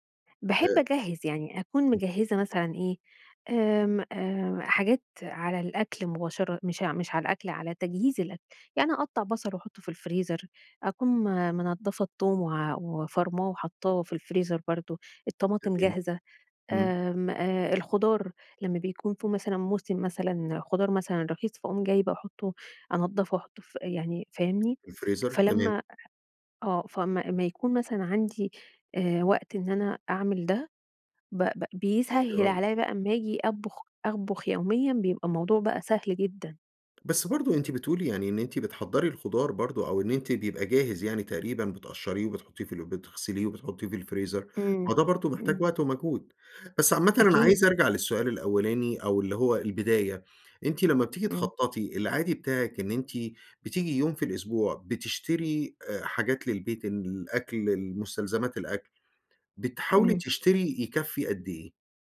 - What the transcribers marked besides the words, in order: unintelligible speech; tapping; unintelligible speech
- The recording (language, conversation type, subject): Arabic, podcast, إزاي تخطط لوجبات الأسبوع بطريقة سهلة؟